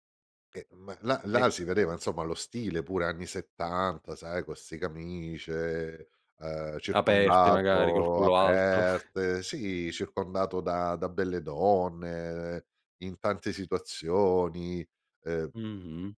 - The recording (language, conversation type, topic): Italian, podcast, Mi racconti di una conversazione profonda che hai avuto con una persona del posto?
- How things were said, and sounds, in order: tapping; other background noise; chuckle